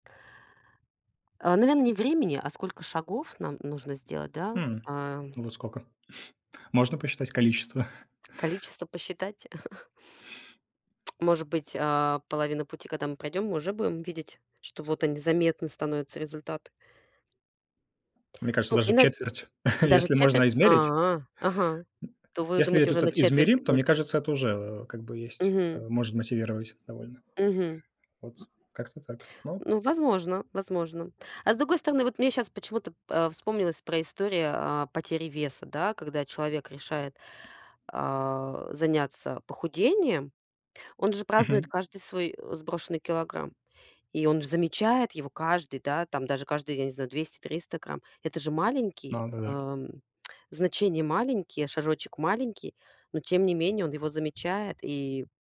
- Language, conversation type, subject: Russian, unstructured, Какие маленькие шаги приводят к большим переменам?
- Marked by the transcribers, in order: tapping; other background noise; chuckle; chuckle; chuckle